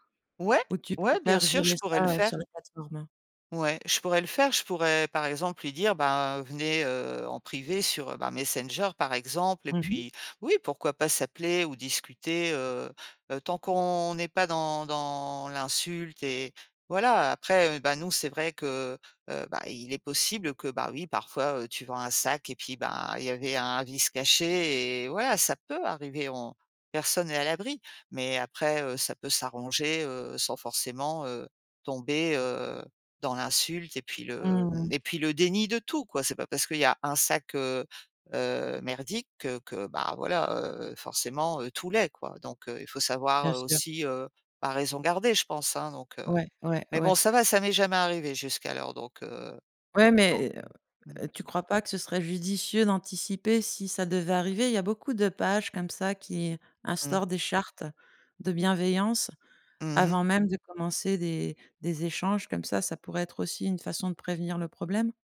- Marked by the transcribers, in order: stressed: "peut"
- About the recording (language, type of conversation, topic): French, podcast, Comment gères-tu les débats sur les réseaux sociaux ?